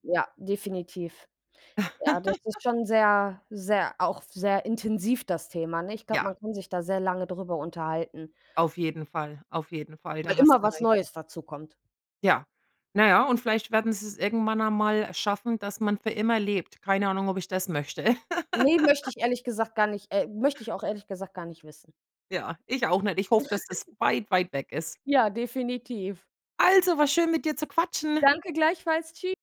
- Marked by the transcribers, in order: laugh; laugh; laugh
- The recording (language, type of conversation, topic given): German, unstructured, Wie kann man mit Schuldgefühlen nach einem Todesfall umgehen?